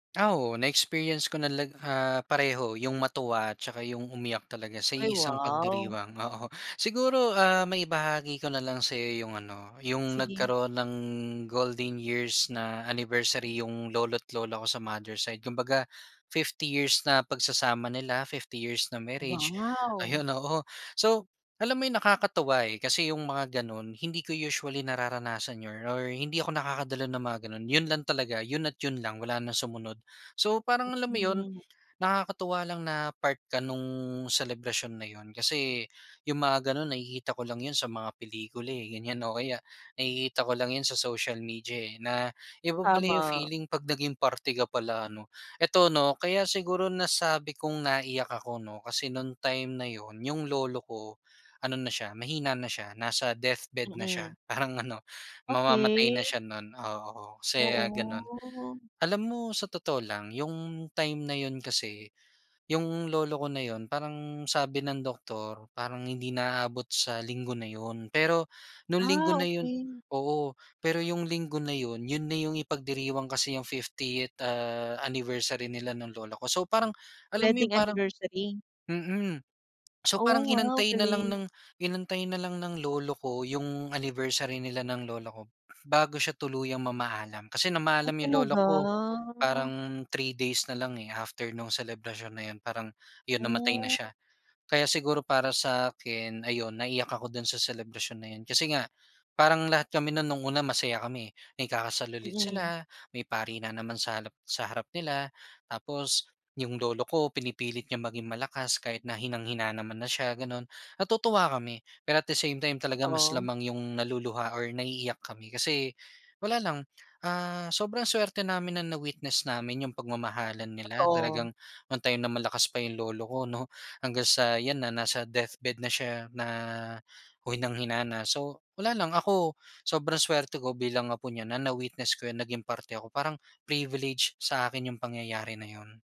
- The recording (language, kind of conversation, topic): Filipino, podcast, Naranasan mo na bang tumawa o umiyak dahil sa isang pagdiriwang?
- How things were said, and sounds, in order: other background noise; in English: "golden years"; tapping